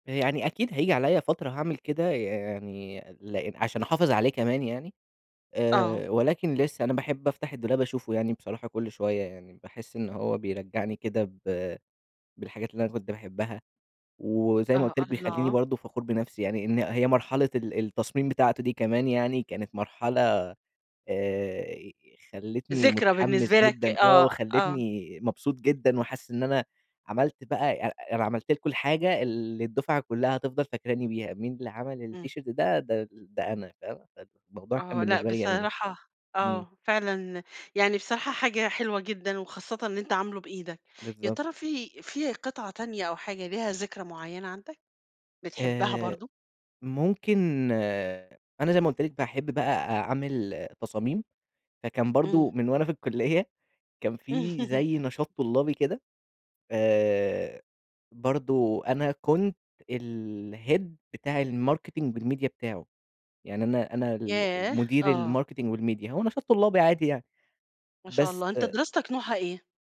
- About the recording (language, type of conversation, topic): Arabic, podcast, هل في قطعة في دولابك ليها معنى خاص؟
- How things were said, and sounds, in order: in English: "التيشيرت"; laughing while speaking: "الكلية"; chuckle; in English: "الhead"; in English: "الماركتينج والميديا"; in English: "الماركتينج والميديا"